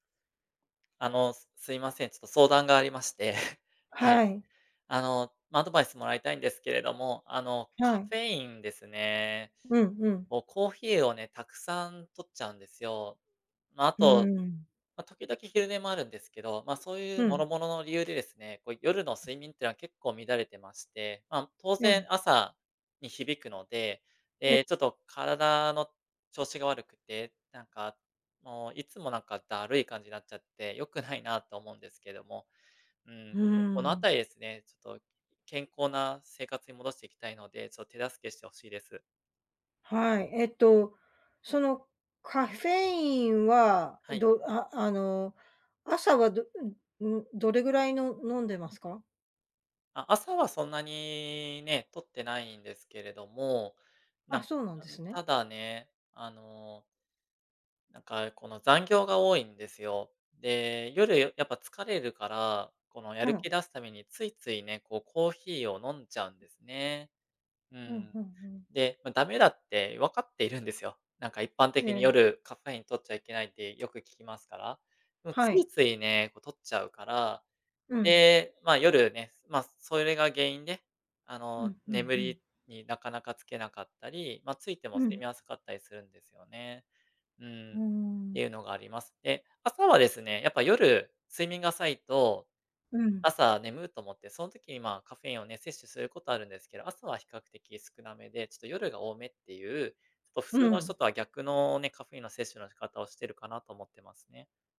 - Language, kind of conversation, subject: Japanese, advice, カフェインや昼寝が原因で夜の睡眠が乱れているのですが、どうすれば改善できますか？
- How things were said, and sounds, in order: chuckle; other noise; other background noise